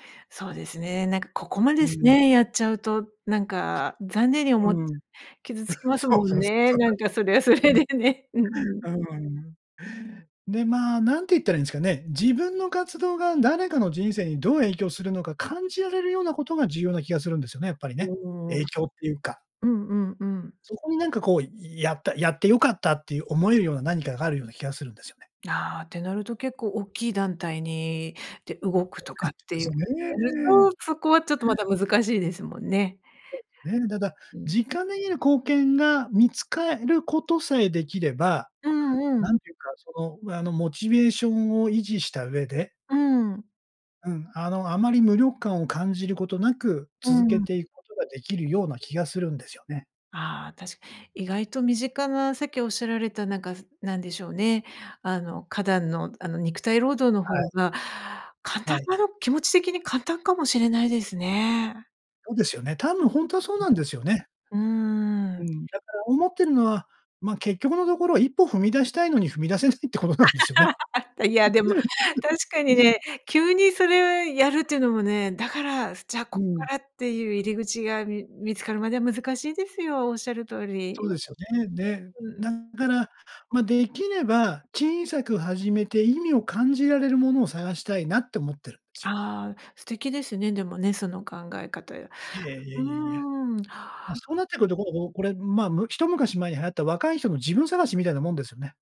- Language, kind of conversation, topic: Japanese, advice, 社会貢献をしたいのですが、何から始めればよいのでしょうか？
- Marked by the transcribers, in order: other background noise; chuckle; laughing while speaking: "そう そう そう、 そうなんですよ"; laughing while speaking: "それはそれでね"; unintelligible speech; unintelligible speech; other noise; laughing while speaking: "踏み出せないってことなんですよね"; laugh; unintelligible speech; unintelligible speech